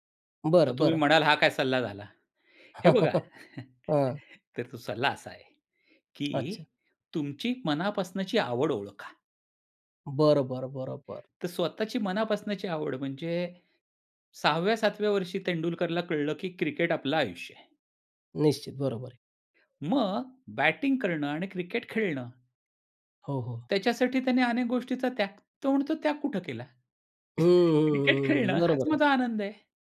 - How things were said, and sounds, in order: chuckle; other background noise; laughing while speaking: "हां"; chuckle; tapping; in English: "बॅटिंग"; other noise; chuckle
- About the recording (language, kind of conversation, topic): Marathi, podcast, थोडा त्याग करून मोठा फायदा मिळवायचा की लगेच फायदा घ्यायचा?